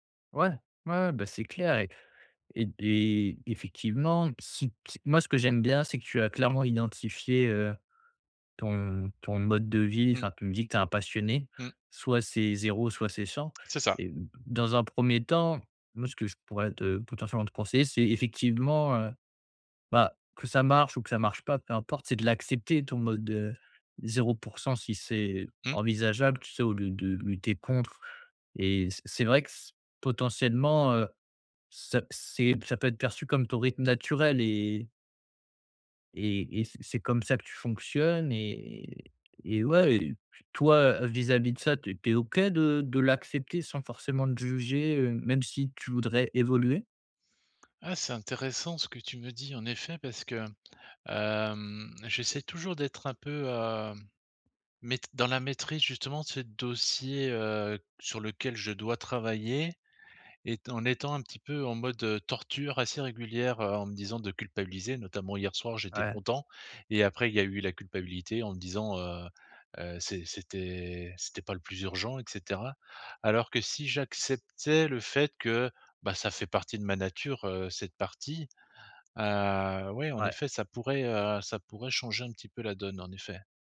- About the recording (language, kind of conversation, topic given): French, advice, Comment mieux organiser mes projets en cours ?
- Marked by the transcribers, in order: other background noise; drawn out: "et"; tapping; drawn out: "hem"; drawn out: "Heu"